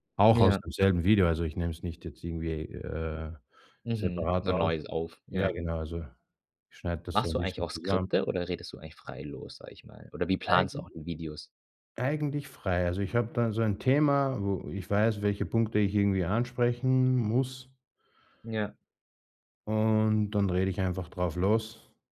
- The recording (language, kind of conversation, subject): German, podcast, Wie hat Social Media deine Unterhaltungsvorlieben beeinflusst?
- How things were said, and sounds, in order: other background noise